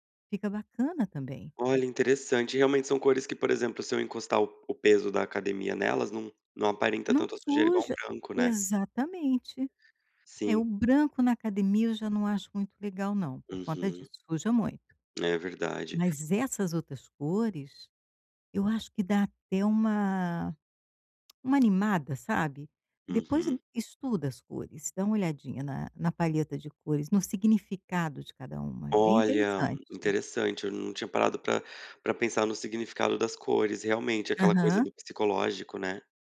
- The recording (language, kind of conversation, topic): Portuguese, advice, Como posso escolher roupas que me façam sentir mais confiante?
- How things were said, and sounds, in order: tapping